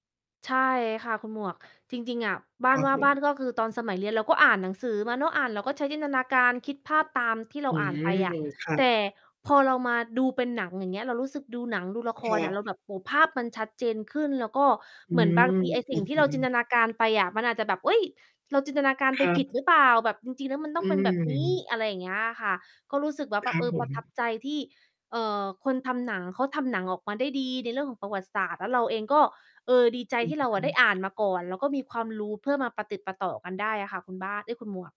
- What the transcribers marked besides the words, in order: distorted speech
- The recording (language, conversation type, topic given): Thai, unstructured, เรื่องราวใดในประวัติศาสตร์ที่ทำให้คุณประทับใจมากที่สุด?
- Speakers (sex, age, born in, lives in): female, 35-39, Thailand, United States; male, 30-34, Thailand, Thailand